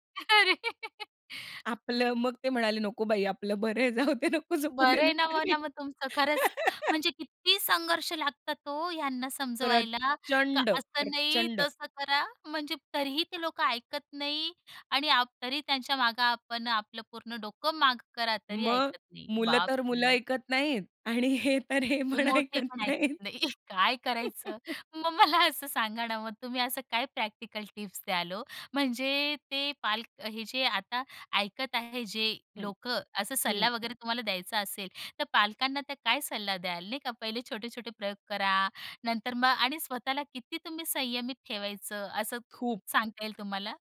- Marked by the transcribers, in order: laughing while speaking: "अरे"; laugh; laughing while speaking: "बरं आहे जाऊदे, नको झोपु दे दुपारी"; laugh; stressed: "प्रचंड"; laughing while speaking: "हे तर, हे पण ऐकत नाहीत"; chuckle; laugh; laughing while speaking: "मग मला असं सांगा ना"
- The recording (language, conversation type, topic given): Marathi, podcast, पालक म्हणून जुन्या पद्धती सोडून देऊन नवी पद्धत स्वीकारताना तुम्हाला कसं वाटतं?